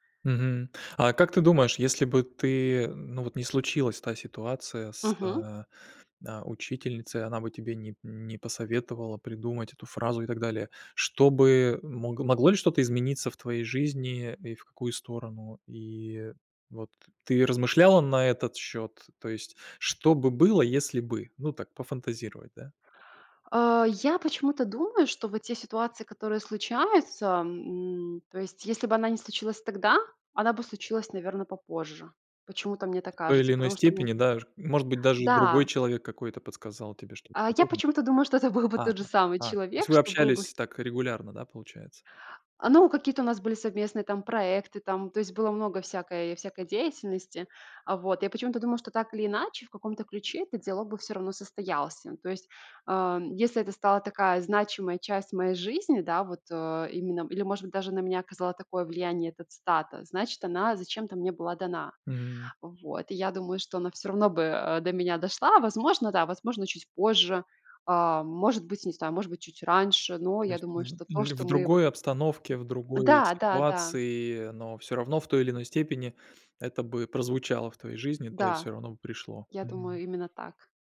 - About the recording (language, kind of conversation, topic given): Russian, podcast, Какой совет когда‑то изменил твою жизнь к лучшему?
- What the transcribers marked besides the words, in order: other background noise; tapping; laughing while speaking: "был бы"